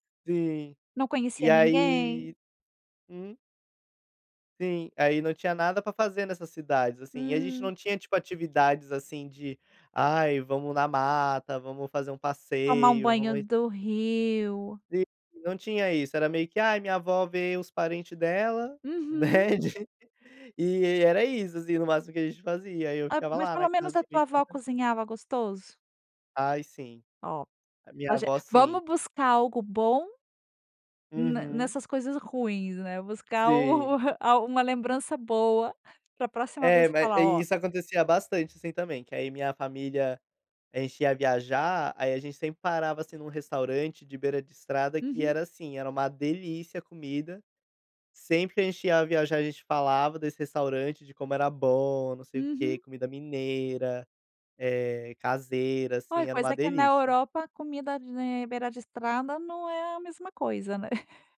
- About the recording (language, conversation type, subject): Portuguese, podcast, Qual viagem te marcou de verdade e por quê?
- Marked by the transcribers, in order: laughing while speaking: "né"; other noise; chuckle